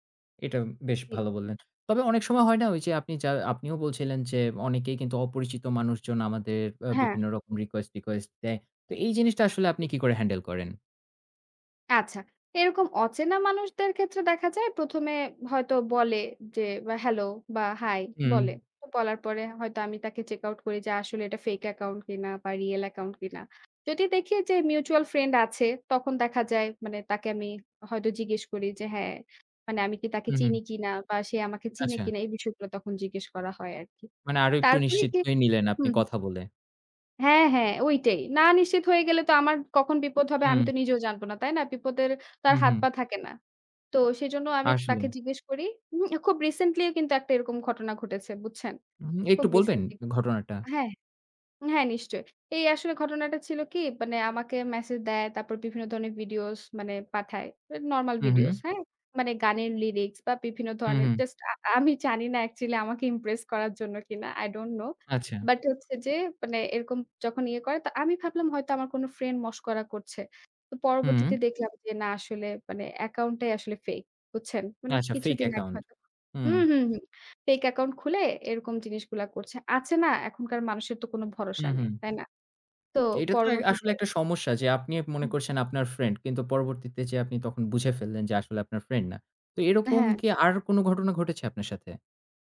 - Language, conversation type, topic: Bengali, podcast, অনলাইনে ব্যক্তিগত তথ্য শেয়ার করার তোমার সীমা কোথায়?
- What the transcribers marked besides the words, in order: tapping; other background noise; in English: "recently"; in English: "recently"; in English: "message"; in English: "normal videos"; in English: "actually"; in English: "impress"; in English: "account"; in English: "fake account"; in English: "fake account"